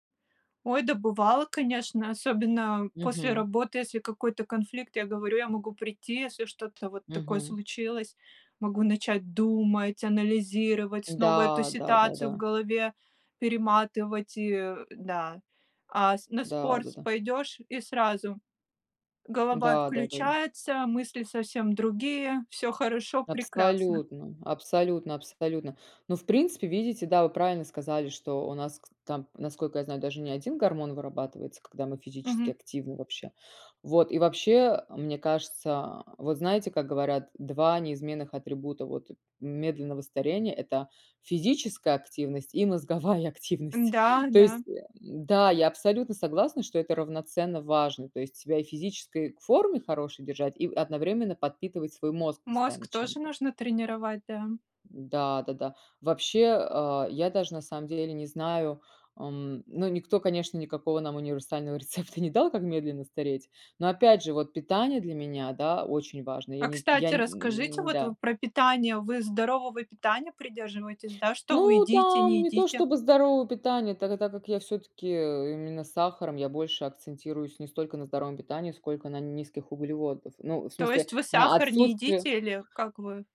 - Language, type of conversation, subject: Russian, unstructured, Как спорт влияет на наше настроение и общее самочувствие?
- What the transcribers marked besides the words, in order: tapping; background speech; other background noise; laughing while speaking: "мозговая активность"; grunt; laughing while speaking: "рецепта"